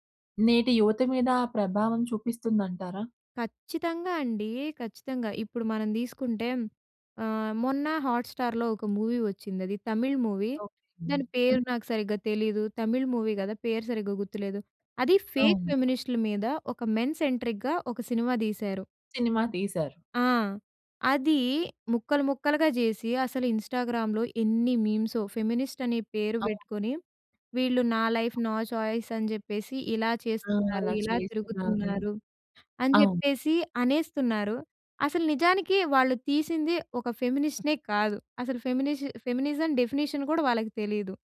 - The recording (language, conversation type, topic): Telugu, podcast, రీమేక్‌లు సాధారణంగా అవసరమని మీరు నిజంగా భావిస్తారా?
- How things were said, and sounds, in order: in English: "హాట్‌స్టా‌ర్‌లో"; in English: "మూవీ"; in English: "మూవీ"; in English: "మూవీ"; in English: "ఫేక్"; in English: "మెన్ సెంట్రిక్‌గా"; in English: "ఇన్‌స్టా‌గ్రా‌మ్‌లో"; in English: "ఫెమినిస్ట్"; in English: "లైఫ్"; in English: "చాయిస్"; in English: "ఫెమినిస్ట్‌నే"; in English: "ఫెమినిష్ ఫెమినిజం డెఫినిషన్"